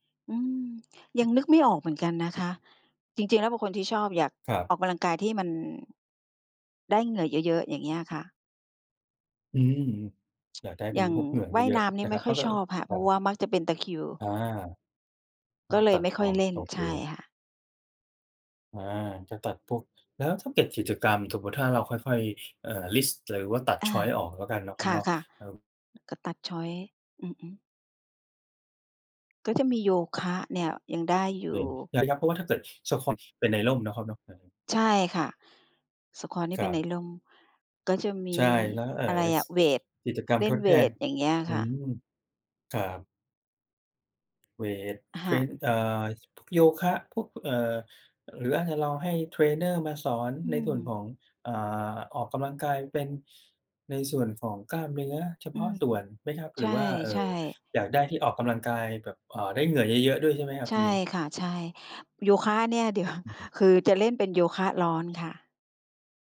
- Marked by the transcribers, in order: tapping; tsk; in English: "ชอยซ์"; in English: "ชอยซ์"; other background noise; chuckle
- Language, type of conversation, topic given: Thai, advice, คุณสูญเสียแรงจูงใจและหยุดออกกำลังกายบ่อย ๆ เพราะอะไร?